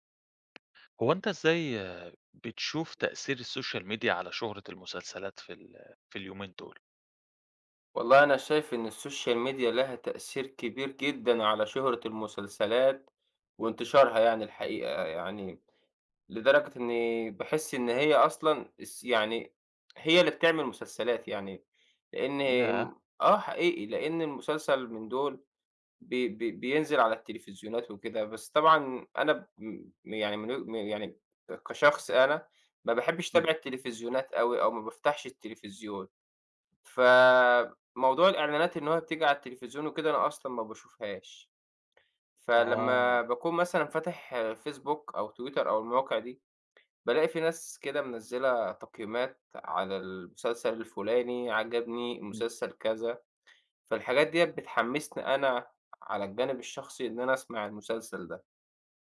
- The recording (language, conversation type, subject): Arabic, podcast, إزاي بتأثر السوشال ميديا على شهرة المسلسلات؟
- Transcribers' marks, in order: tapping; in English: "الsocial media"; in English: "الsocial media"